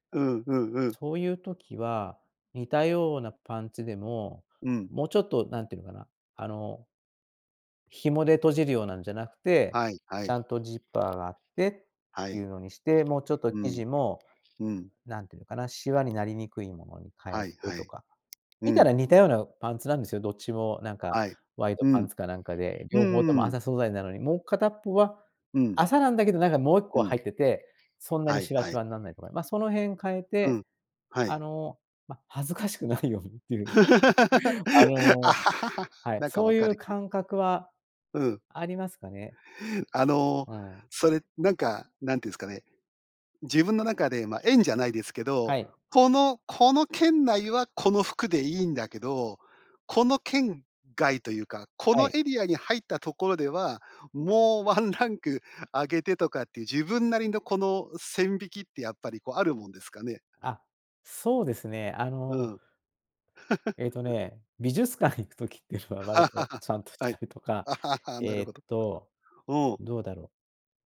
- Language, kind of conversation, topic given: Japanese, podcast, 服で気分を変えるコツってある？
- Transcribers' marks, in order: other noise; other background noise; tapping; laugh; laughing while speaking: "ようにっていう"; unintelligible speech; laugh; laughing while speaking: "時っていうのは割とちゃんとしたりとか"; laugh